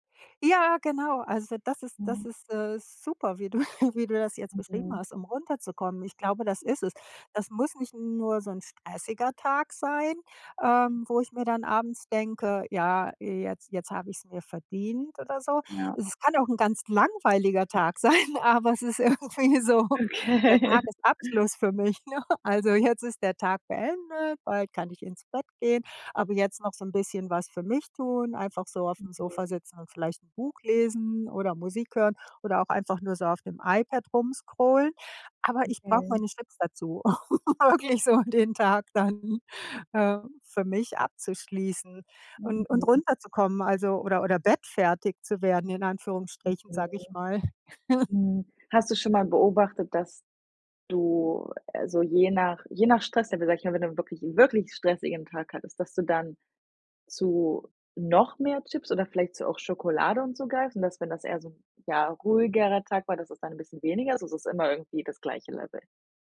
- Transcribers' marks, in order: chuckle; other background noise; laughing while speaking: "sein"; laughing while speaking: "irgendwie so"; laughing while speaking: "Okay"; laughing while speaking: "ne?"; unintelligible speech; giggle; laughing while speaking: "um wirklich so den Tag dann"; laugh; stressed: "wirklich"; stressed: "noch"
- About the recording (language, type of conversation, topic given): German, advice, Wie kann ich abends trotz guter Vorsätze mit stressbedingtem Essen aufhören?